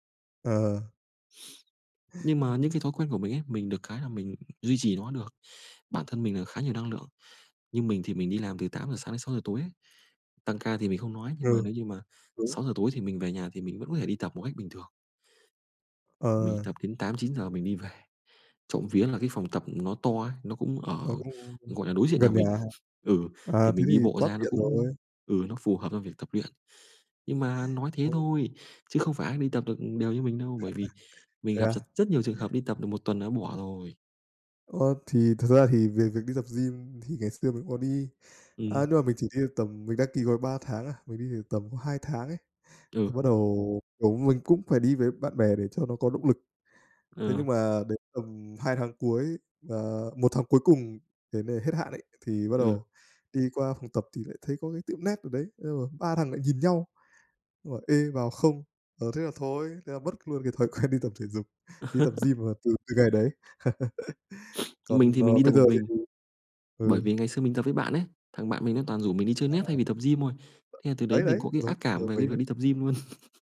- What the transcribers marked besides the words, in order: other background noise; tapping; laugh; laugh; laughing while speaking: "quen"; sniff; laugh; other noise; laughing while speaking: "luôn"; laugh
- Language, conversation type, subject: Vietnamese, unstructured, Điều gì trong những thói quen hằng ngày khiến bạn cảm thấy hạnh phúc?